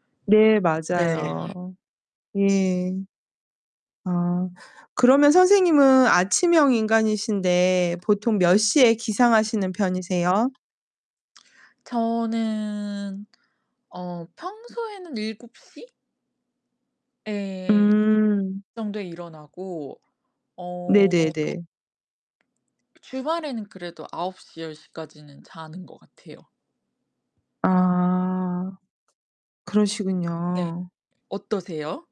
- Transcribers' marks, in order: distorted speech; background speech; tapping; mechanical hum; other background noise; static
- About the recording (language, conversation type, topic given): Korean, unstructured, 아침형 인간과 저녁형 인간 중 어느 쪽이 더 좋으신가요?